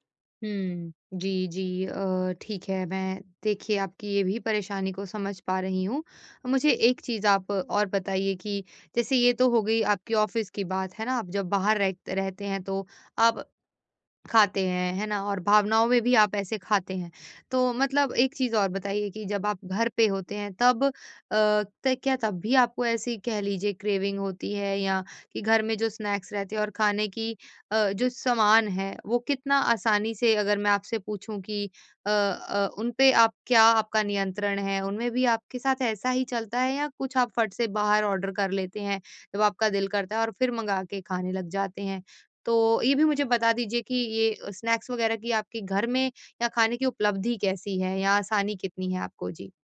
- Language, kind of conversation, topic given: Hindi, advice, भोजन में आत्म-नियंत्रण की कमी
- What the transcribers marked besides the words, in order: in English: "ऑफ़िस"; in English: "क्रेविंग"; in English: "स्नैक्स"; in English: "स्नैक्स"